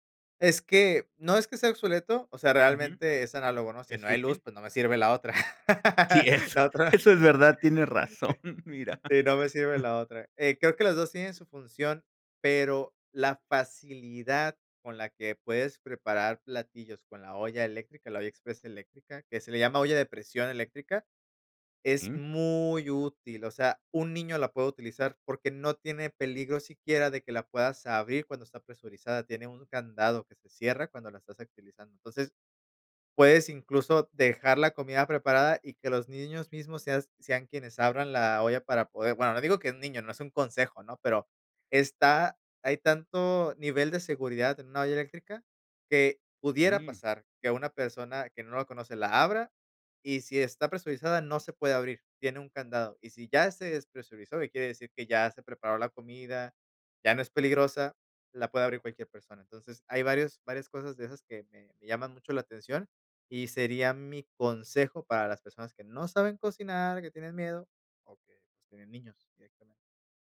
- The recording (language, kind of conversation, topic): Spanish, podcast, ¿Cómo cocinas cuando tienes poco tiempo y poco dinero?
- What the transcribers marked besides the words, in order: laughing while speaking: "es eso es verdad. Tienes razón, mira"; laugh